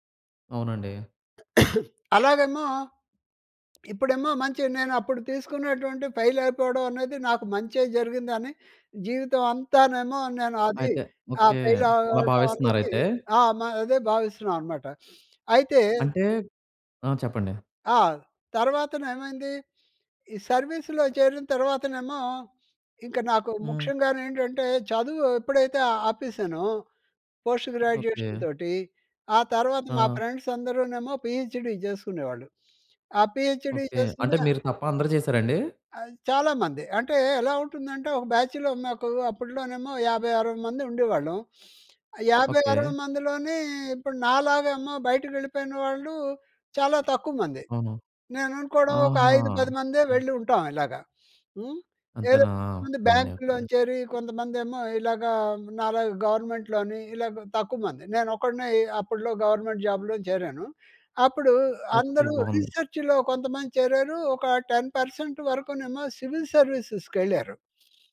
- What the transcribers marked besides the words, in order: cough; tapping; in English: "ఫెయిల్"; in English: "ఫెయిల్"; sniff; sniff; sniff; in English: "పోస్ట్ గ్రాడ్యుయేషన్‌తోటి"; in English: "ఫ్రెండ్స్"; in English: "పీహెచ్‍డీ"; sniff; in English: "పీహెచ్‍డీ"; in English: "బ్యాచ్‌లో"; sniff; sniff; in English: "గవర్నమెంట్‍లోని"; in English: "గవర్నమెంట్ జాబ్‌లో"; in English: "రిసర్చ్‌లో"; in English: "టెన్ పర్సెంట్"; in English: "సివిల్ సర్వీసెస్‌కి"
- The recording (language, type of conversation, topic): Telugu, podcast, విఫలమైన ప్రయత్నం మిమ్మల్ని ఎలా మరింత బలంగా మార్చింది?